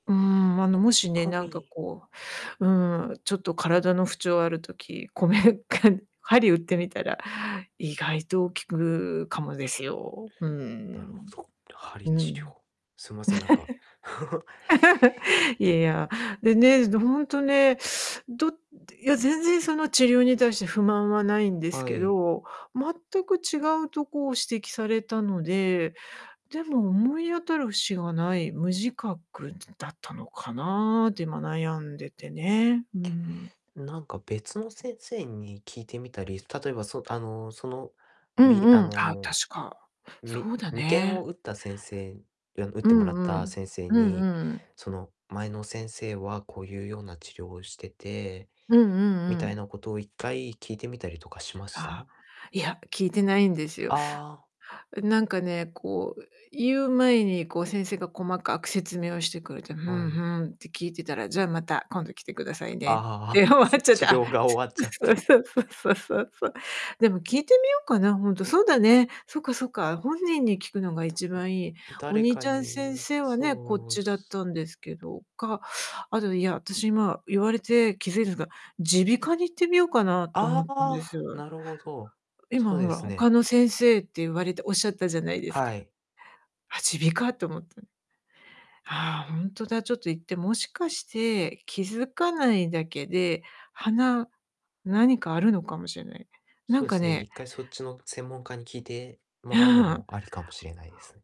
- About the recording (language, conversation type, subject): Japanese, advice, たくさんの健康情報に混乱していて、何を信じればいいのか迷っていますが、どうすれば見極められますか？
- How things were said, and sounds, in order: distorted speech; laughing while speaking: "こめか"; giggle; laughing while speaking: "終わっちゃって"; laughing while speaking: "つ 治療が終わっちゃって"